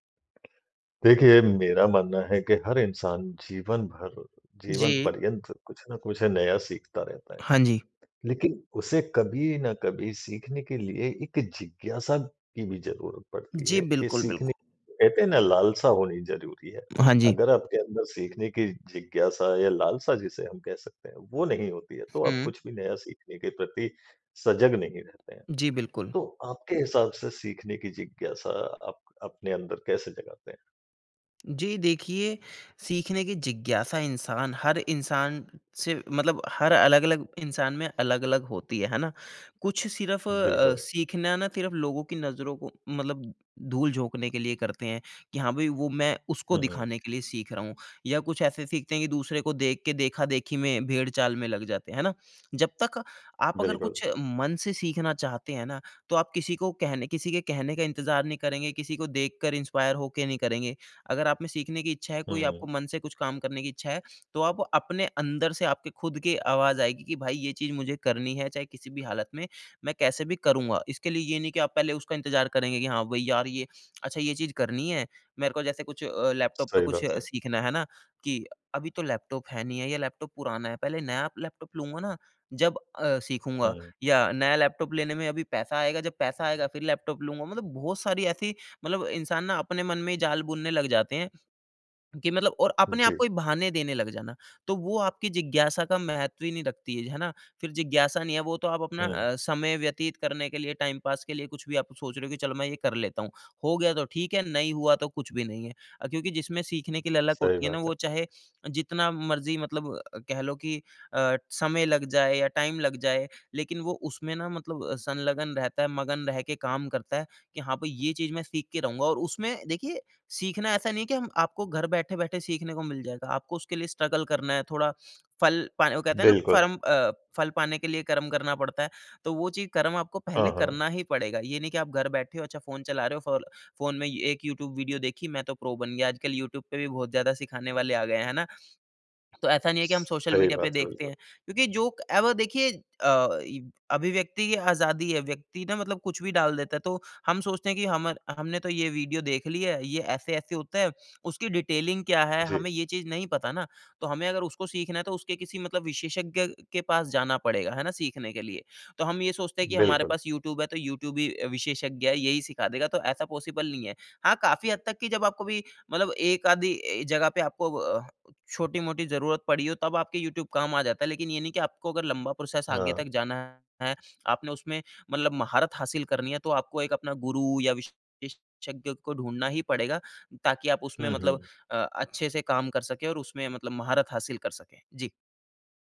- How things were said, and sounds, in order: tapping; in English: "इंस्पायर"; in English: "टाइम पास"; in English: "टाइम"; in English: "स्ट्रगल"; in English: "प्रो"; in English: "डिटेलिंग"; in English: "पॉसिबल"; in English: "प्रोसेस"
- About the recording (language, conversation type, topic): Hindi, podcast, आप सीखने की जिज्ञासा को कैसे जगाते हैं?